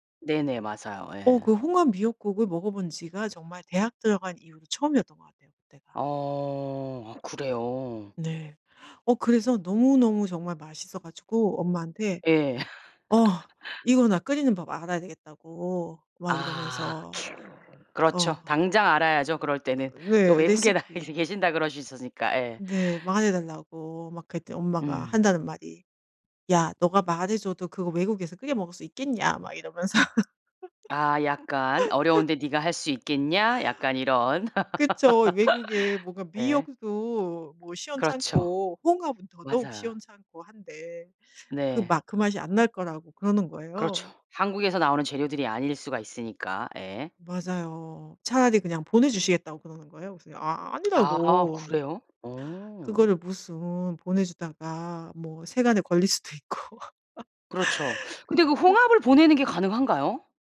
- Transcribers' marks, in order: laugh; other noise; laughing while speaking: "나가"; "있으니까" said as "니까"; put-on voice: "야. 네가 말해줘도 그거 외국에서 끓여 먹을 수 있겠냐?"; laugh; laugh; other background noise; laughing while speaking: "있고"; laugh
- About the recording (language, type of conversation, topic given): Korean, podcast, 가족에게서 대대로 전해 내려온 음식이나 조리법이 있으신가요?